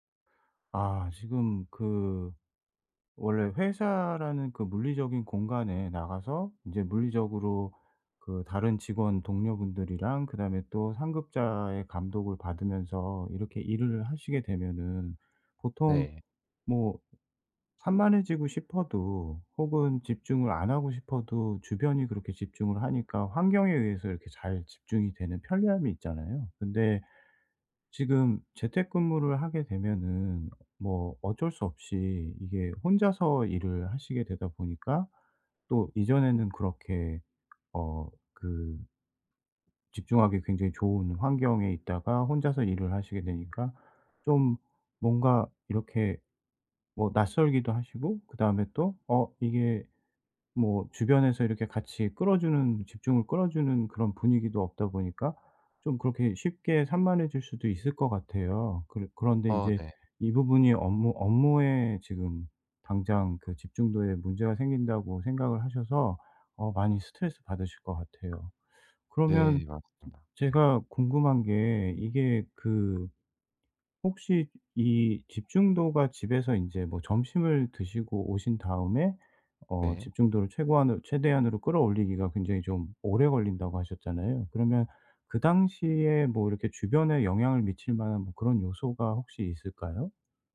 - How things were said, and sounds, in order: other background noise; tapping; teeth sucking
- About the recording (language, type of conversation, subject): Korean, advice, 주의 산만을 줄여 생산성을 유지하려면 어떻게 해야 하나요?